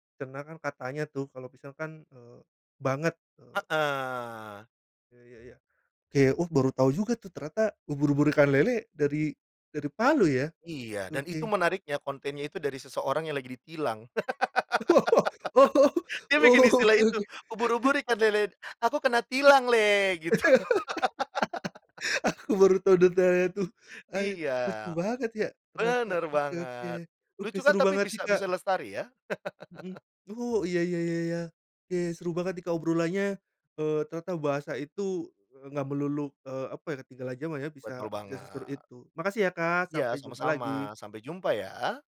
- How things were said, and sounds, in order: in Sundanese: "pisan"; joyful: "Oh oh, oh oh, oke oke"; laughing while speaking: "Oh oh, oh oh, oke oke"; laugh; chuckle; laugh; laughing while speaking: "Aku baru tahu detailnya tuh"; laugh; chuckle
- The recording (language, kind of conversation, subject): Indonesian, podcast, Bagaimana menurutmu generasi muda bisa menjaga bahasa daerah agar tetap hidup?